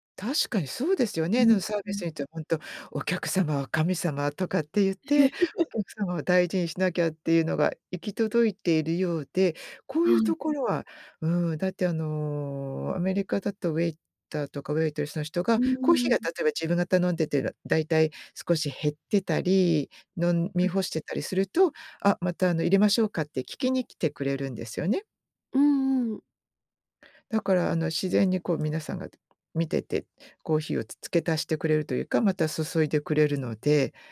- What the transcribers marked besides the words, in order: chuckle
- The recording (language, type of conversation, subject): Japanese, podcast, 食事のマナーで驚いた出来事はありますか？